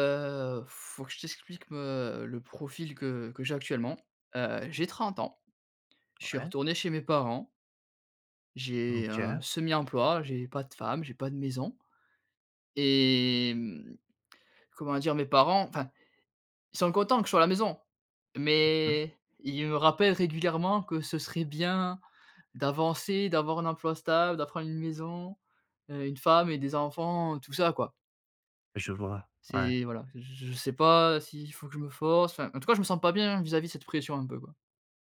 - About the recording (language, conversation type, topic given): French, advice, Comment gérez-vous la pression familiale pour avoir des enfants ?
- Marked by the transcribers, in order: "de" said as "da"; other background noise